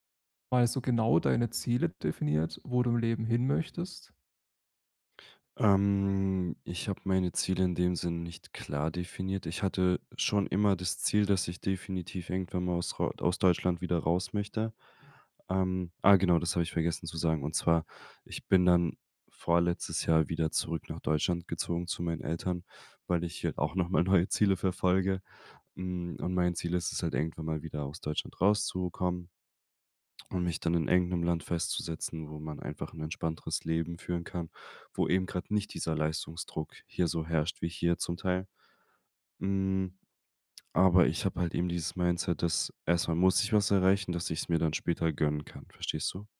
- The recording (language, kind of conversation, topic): German, advice, Wie finde ich heraus, welche Werte mir wirklich wichtig sind?
- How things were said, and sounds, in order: laughing while speaking: "neue"